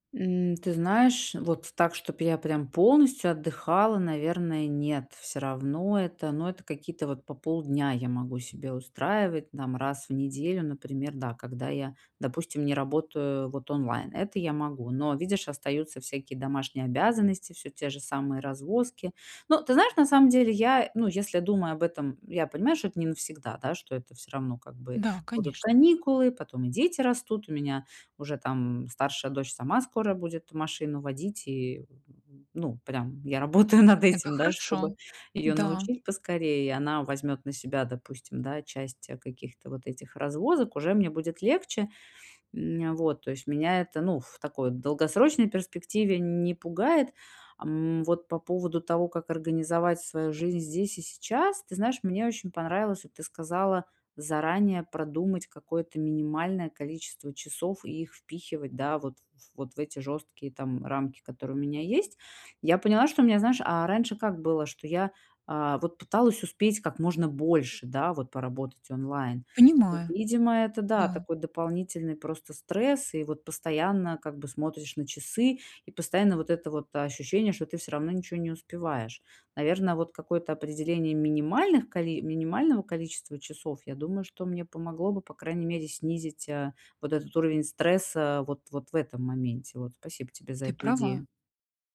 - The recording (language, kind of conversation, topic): Russian, advice, Как мне вернуть устойчивый рабочий ритм и выстроить личные границы?
- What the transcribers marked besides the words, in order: laughing while speaking: "я работаю над этим"